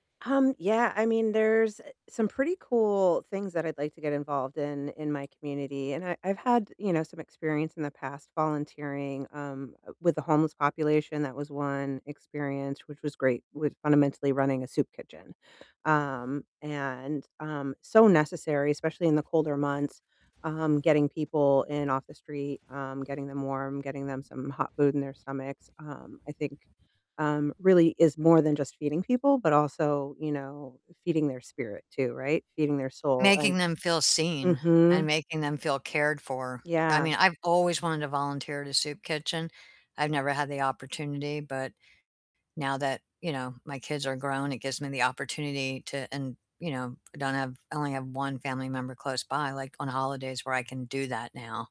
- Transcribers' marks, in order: tapping; static
- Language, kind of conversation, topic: English, unstructured, How can volunteering change the place where you live?